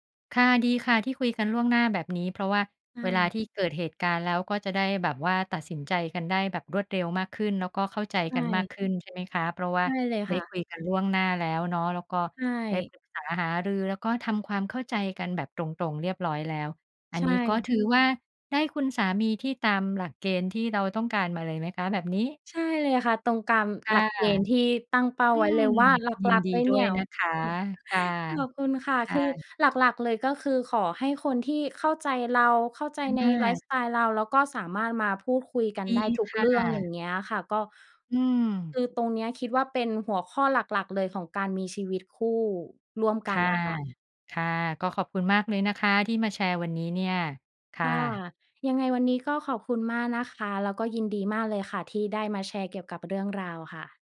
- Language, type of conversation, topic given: Thai, podcast, คุณมีเกณฑ์อะไรบ้างในการเลือกคู่ชีวิต?
- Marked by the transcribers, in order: other background noise; chuckle